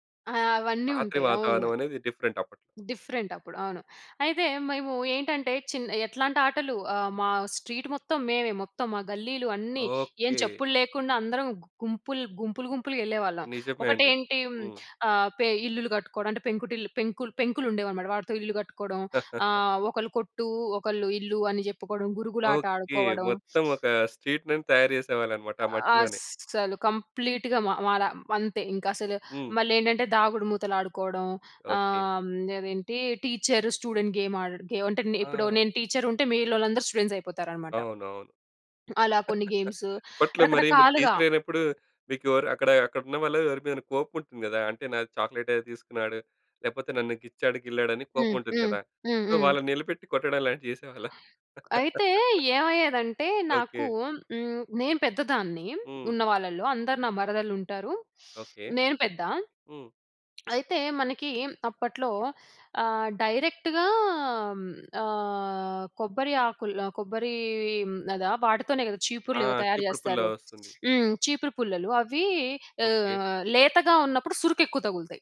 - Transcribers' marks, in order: in English: "డిఫరెంట్"; in English: "డిఫరెంట్"; in English: "స్ట్రీట్"; laugh; in English: "స్ట్రీట్ నేమ్"; in English: "కంప్లీట్‌గా"; in English: "టీచర్ స్టూడెంట్ గేమ్"; in English: "టీచర్"; in English: "స్టూడెంట్స్"; chuckle; in English: "గేమ్స్"; in English: "చాక్లేట్"; laugh; tongue click; in English: "డైరెక్ట్‌గా"; other background noise
- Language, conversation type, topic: Telugu, podcast, మీ చిన్నప్పట్లో మీరు ఆడిన ఆటల గురించి వివరంగా చెప్పగలరా?